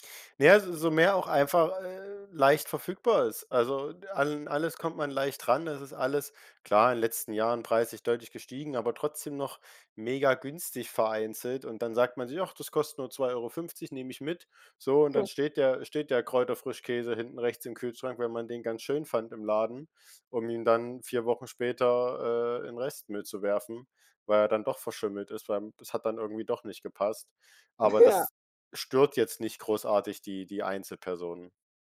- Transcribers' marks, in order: other noise; chuckle
- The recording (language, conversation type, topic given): German, podcast, Wie kann man Lebensmittelverschwendung sinnvoll reduzieren?